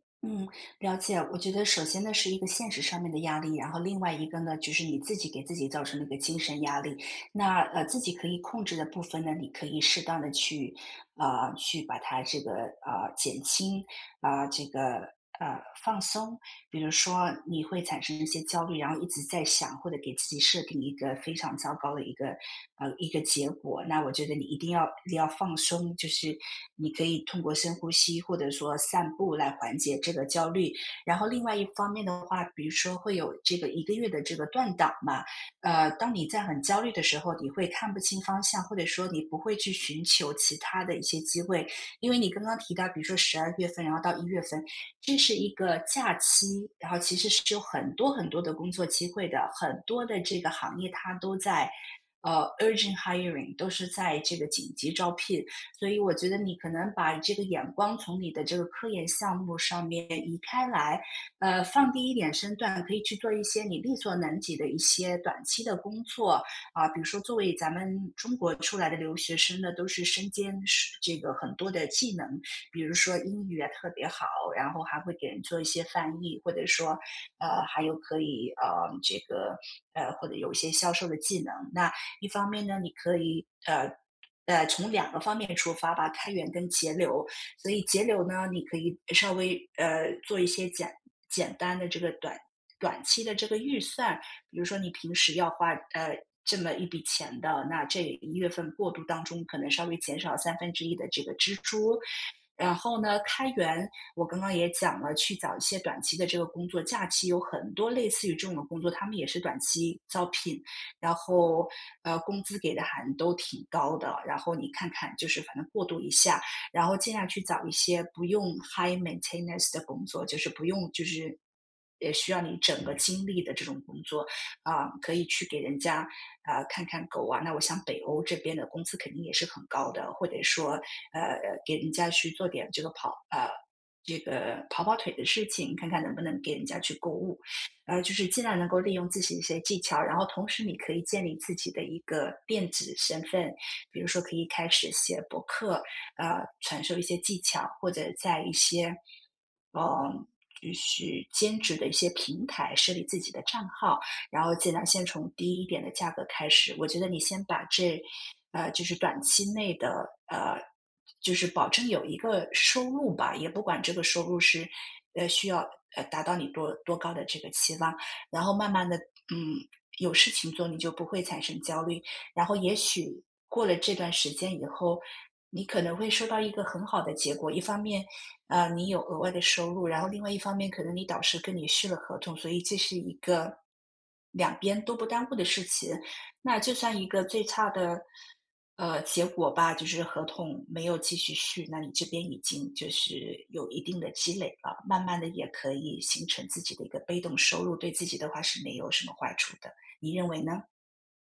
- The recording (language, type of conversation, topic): Chinese, advice, 收入不稳定时，怎样减轻心理压力？
- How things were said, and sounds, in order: in English: "urgent hiring"; "招" said as "遭"; "还都" said as "很都"; in English: "high maintenance"; "子" said as "纸"